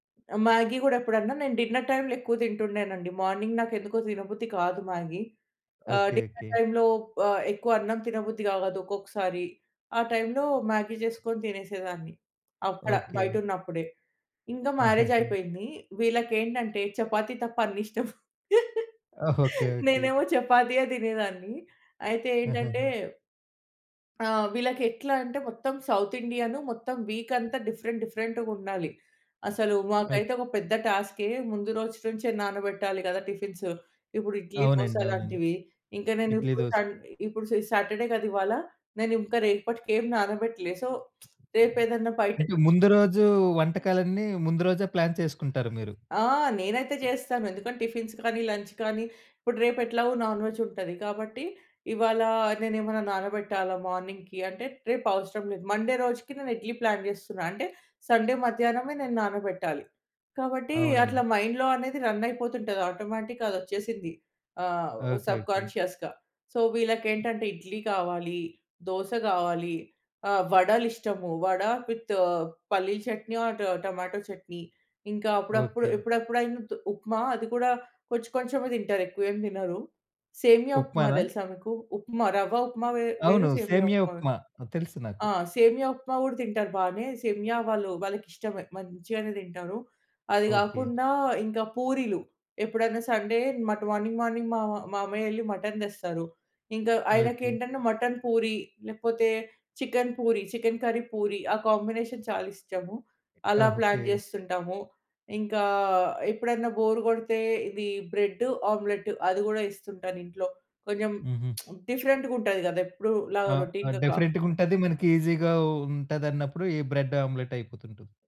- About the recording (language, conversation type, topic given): Telugu, podcast, సాధారణంగా మీరు అల్పాహారంగా ఏమి తింటారు?
- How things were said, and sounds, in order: in English: "డిన్నర్ టైమ్‌లో"; in English: "మార్నింగ్"; in English: "డిన్నర్ టైమ్‌లో"; in English: "మ్యారేజ్"; giggle; in English: "వీక్"; in English: "డిఫరెంట్"; in English: "టిఫిన్స్"; in English: "సాటర్డే"; in English: "సో"; tsk; in English: "ప్లాన్"; other noise; in English: "టిఫిన్స్"; in English: "లంచ్"; in English: "నాన్‌వెజ్"; in English: "మార్నింగ్‌కి"; in English: "మండే"; in English: "ప్లాన్"; in English: "సండే"; in English: "మైండ్‌లో"; in English: "రన్"; in English: "ఆటోమేటిక్‍గా"; in English: "సబ్కాన్షియస్‌గా. సో"; in English: "విత్"; in English: "ఆర్"; in English: "సండే"; in English: "మార్నింగ్ మార్నింగ్"; in English: "కర్రీ"; in English: "కాంబినేషన్"; in English: "ప్లాన్"; in English: "బోర్"; tsk; in English: "రొటీన్‌గా"; in English: "ఈజీగా"; in English: "బ్రెడ్ ఆమ్లెట్"